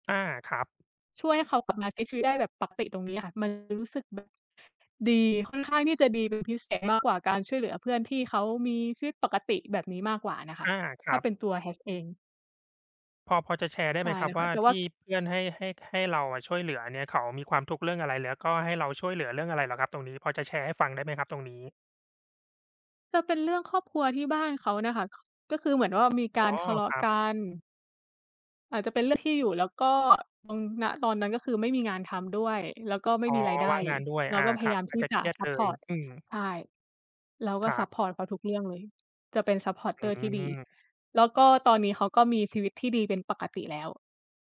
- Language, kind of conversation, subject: Thai, unstructured, คุณเคยทำอะไรเพื่อช่วยคนอื่นแล้วทำให้คุณมีความสุขไหม?
- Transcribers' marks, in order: other background noise; in English: "supporter"